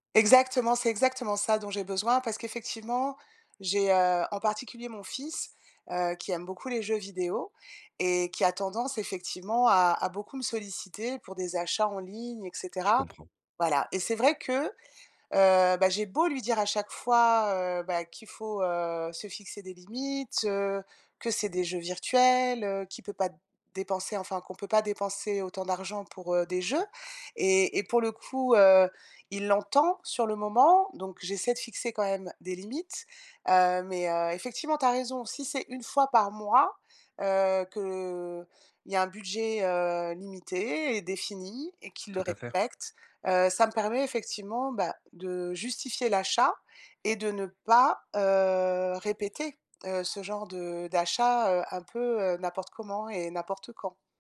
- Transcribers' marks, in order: tapping; stressed: "limites"; stressed: "virtuels"
- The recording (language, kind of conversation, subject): French, advice, Pourquoi ai-je du mal à dire non aux demandes des autres ?